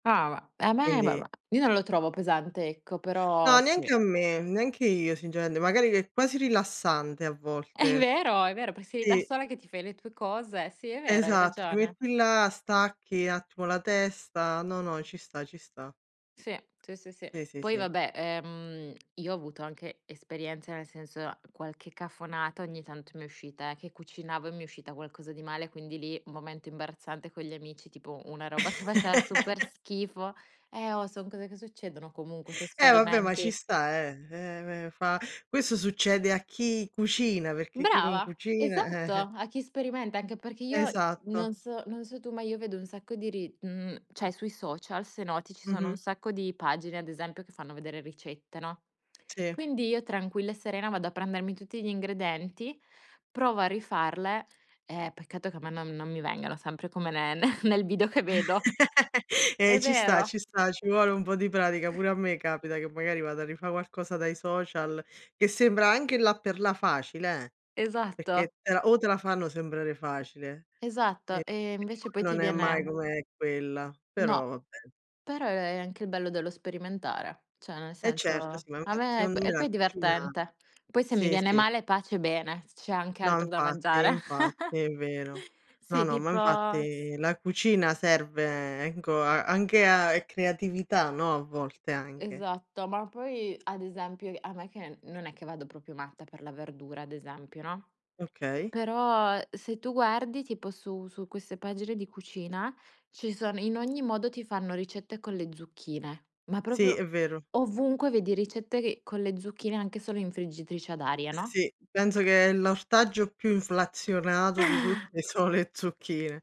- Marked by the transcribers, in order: unintelligible speech; other background noise; "sinceramente" said as "singeraende"; laughing while speaking: "È"; "Sì" said as "tì"; background speech; laugh; inhale; "cioè" said as "ceh"; "ingredienti" said as "ingredenti"; laughing while speaking: "ne"; laugh; unintelligible speech; "secondo" said as "seondo"; alarm; chuckle; "proprio" said as "propio"; chuckle; laughing while speaking: "so le zucchine"
- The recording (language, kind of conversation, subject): Italian, unstructured, Come ti senti quando cucini per le persone a cui vuoi bene?